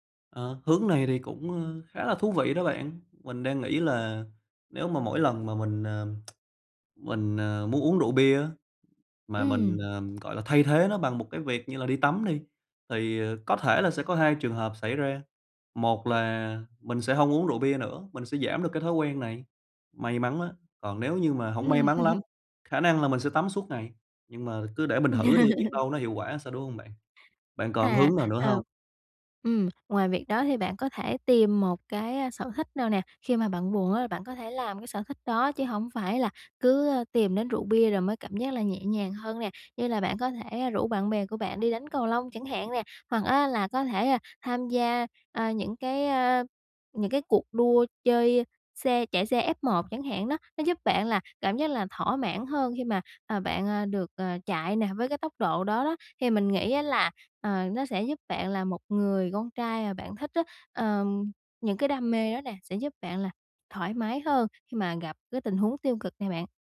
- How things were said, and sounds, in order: tsk; tapping; chuckle; laugh
- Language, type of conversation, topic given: Vietnamese, advice, Làm sao để phá vỡ những mô thức tiêu cực lặp đi lặp lại?